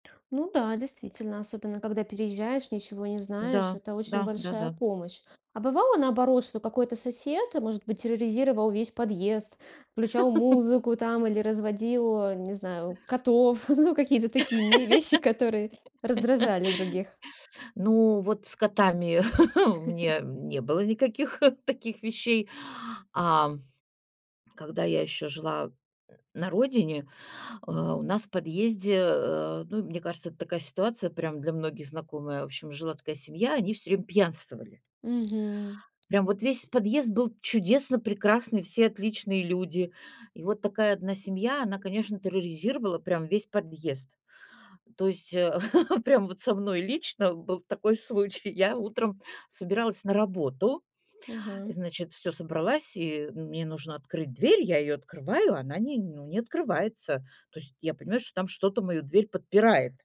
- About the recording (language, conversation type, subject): Russian, podcast, Что, на твой взгляд, значит быть хорошим соседом?
- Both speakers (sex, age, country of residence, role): female, 35-39, Estonia, host; female, 60-64, Italy, guest
- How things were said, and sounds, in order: laugh; chuckle; laugh; chuckle; chuckle; laugh; laughing while speaking: "случай"